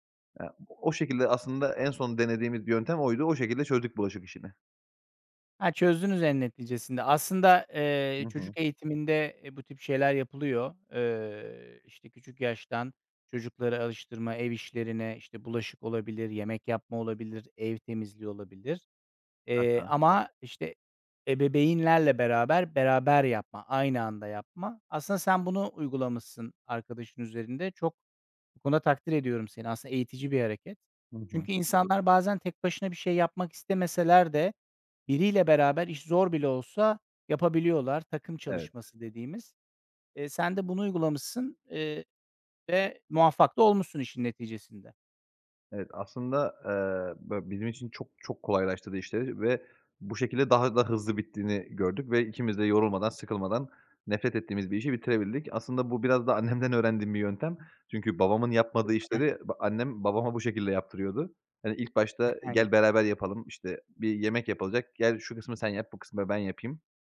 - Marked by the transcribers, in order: "ebeveynlerle" said as "ebebeynlerle"; other background noise; laughing while speaking: "annemden"; unintelligible speech
- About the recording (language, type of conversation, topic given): Turkish, podcast, Ev işlerini adil paylaşmanın pratik yolları nelerdir?